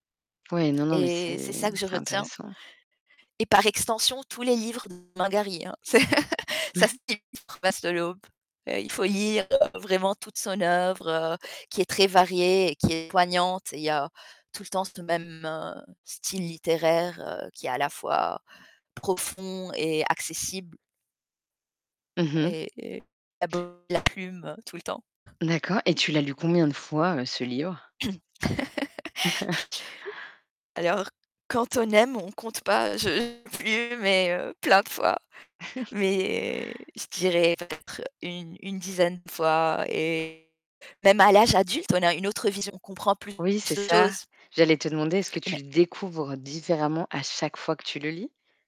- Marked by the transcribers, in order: tapping; other background noise; distorted speech; chuckle; unintelligible speech; unintelligible speech; chuckle; throat clearing; chuckle; unintelligible speech; chuckle
- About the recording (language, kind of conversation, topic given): French, podcast, Quel livre ou quel film t’a le plus bouleversé, et pourquoi ?